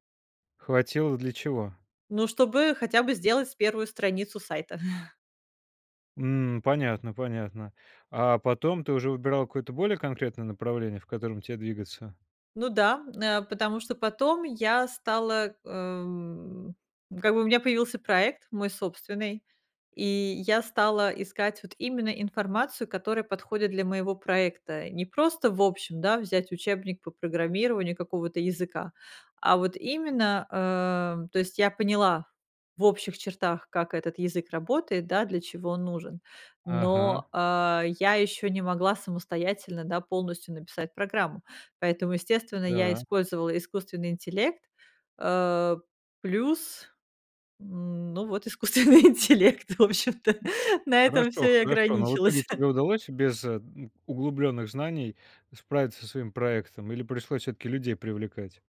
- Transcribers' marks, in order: chuckle; laughing while speaking: "искусственный интеллект, в общем-то"; laughing while speaking: "ограничилось"
- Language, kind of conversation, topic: Russian, podcast, Где искать бесплатные возможности для обучения?